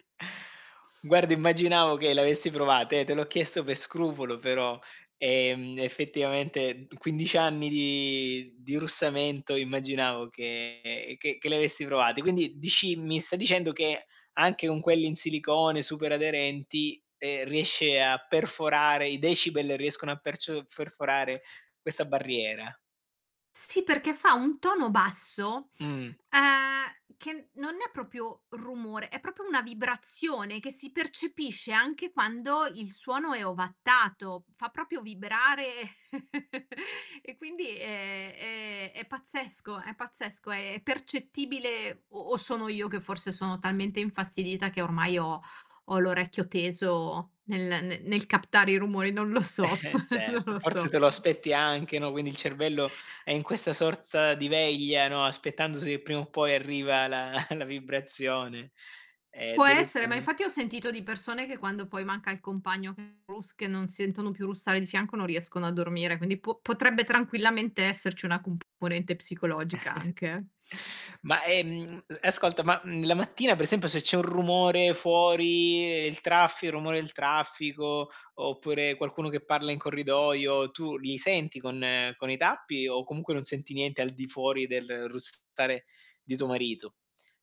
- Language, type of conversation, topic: Italian, advice, Come gestite i conflitti di coppia dovuti al russamento o ai movimenti notturni?
- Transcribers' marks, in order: chuckle; distorted speech; static; "proprio" said as "propio"; "proprio" said as "propio"; "proprio" said as "propio"; laugh; chuckle; chuckle; unintelligible speech; unintelligible speech; chuckle